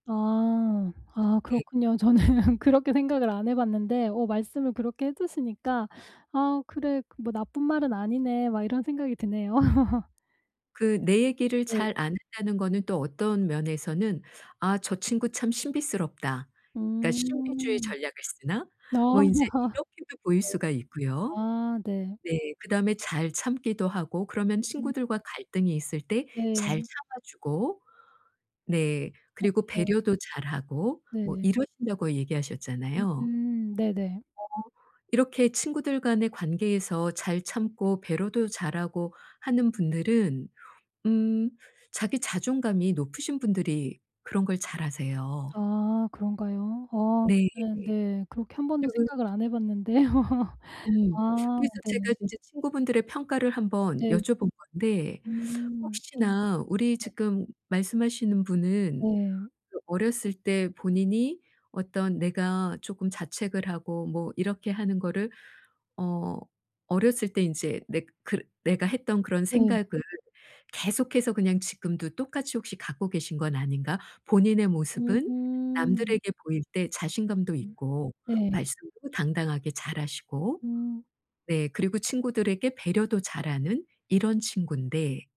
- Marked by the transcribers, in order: laughing while speaking: "저는"; laugh; tapping; laugh; unintelligible speech; laughing while speaking: "봤는데요"; laugh; other background noise
- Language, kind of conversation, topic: Korean, advice, 자기의심을 줄이고 자신감을 키우려면 어떻게 해야 하나요?